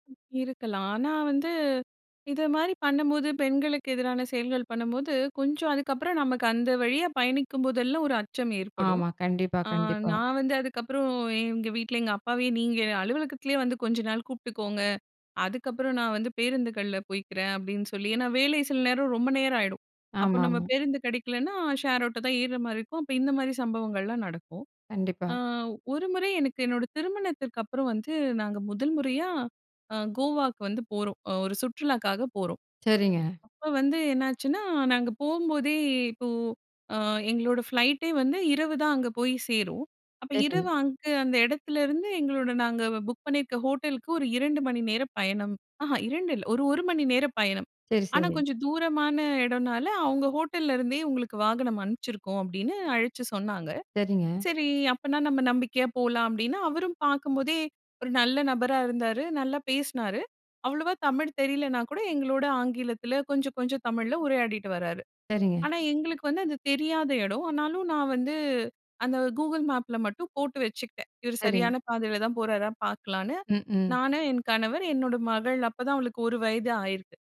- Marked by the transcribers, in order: other background noise; in English: "ஃப்ளைட்"
- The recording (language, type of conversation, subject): Tamil, podcast, பயணத்தின் போது உங்களுக்கு ஏற்பட்ட மிகப் பெரிய அச்சம் என்ன, அதை நீங்கள் எப்படிக் கடந்து வந்தீர்கள்?